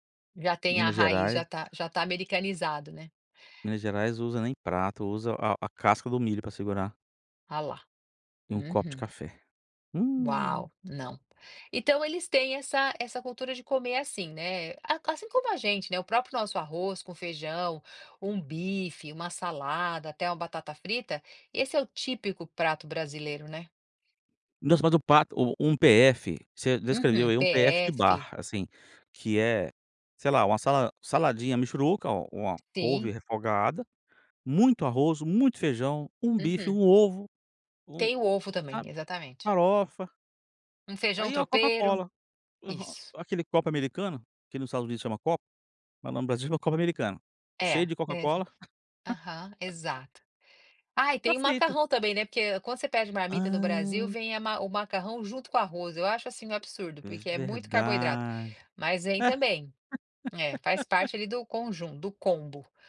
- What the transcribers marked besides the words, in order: "prato" said as "pato"; laugh; laugh
- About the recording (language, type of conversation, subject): Portuguese, podcast, Como a comida ajuda a manter sua identidade cultural?